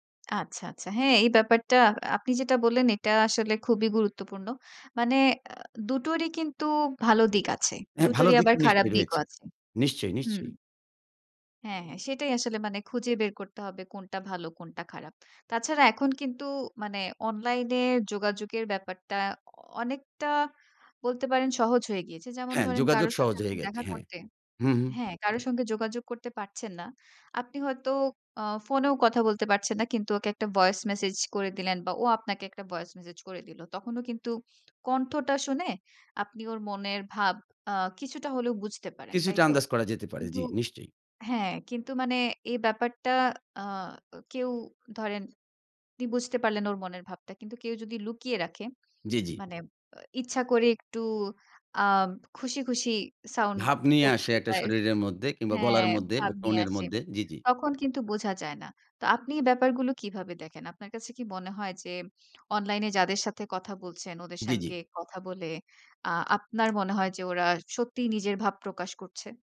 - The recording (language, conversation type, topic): Bengali, podcast, অনলাইনে কারও সঙ্গে পরিচিত হওয়া আর মুখোমুখি পরিচিত হওয়ার মধ্যে আপনি সবচেয়ে বড় পার্থক্যটা কী মনে করেন?
- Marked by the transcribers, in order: wind; tapping